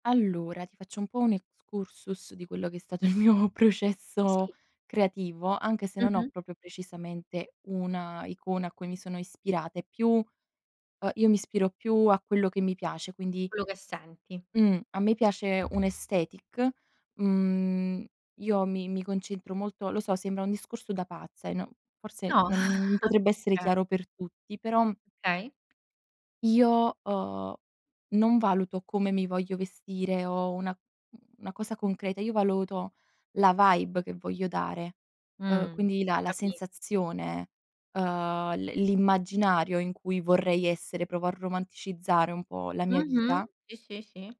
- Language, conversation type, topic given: Italian, podcast, Come influiscono i social sul modo di vestirsi?
- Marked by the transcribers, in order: in Latin: "excursus"; laughing while speaking: "il mio processo"; "proprio" said as "propio"; tapping; in English: "aesthetic"; chuckle; in English: "vibe"